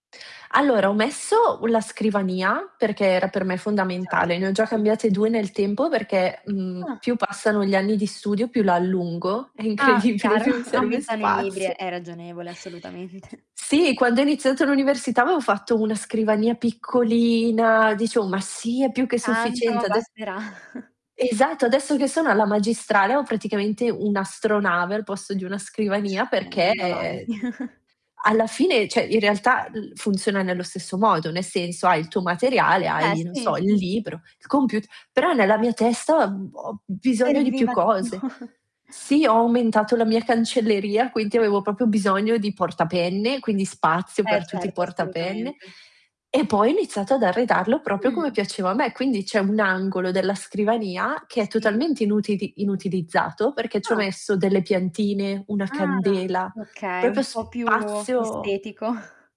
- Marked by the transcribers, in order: distorted speech; laughing while speaking: "è incredibile, più mi serve spazio"; chuckle; laughing while speaking: "assolutamente"; other background noise; chuckle; chuckle; "cioè" said as "ceh"; chuckle; "proprio" said as "propio"; drawn out: "Mh"; "proprio" said as "propio"; "proprio" said as "propio"
- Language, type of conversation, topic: Italian, podcast, Hai un angolo preferito in casa? Perché?